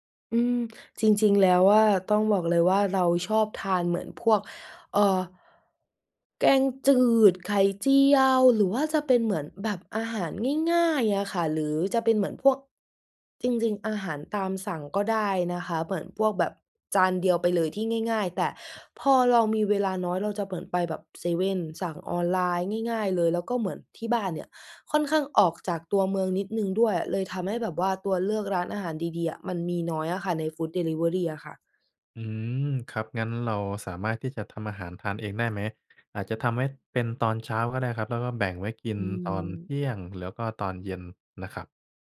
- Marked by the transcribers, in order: other background noise
- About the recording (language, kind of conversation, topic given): Thai, advice, คุณรู้สึกหมดไฟและเหนื่อยล้าจากการทำงานต่อเนื่องมานาน ควรทำอย่างไรดี?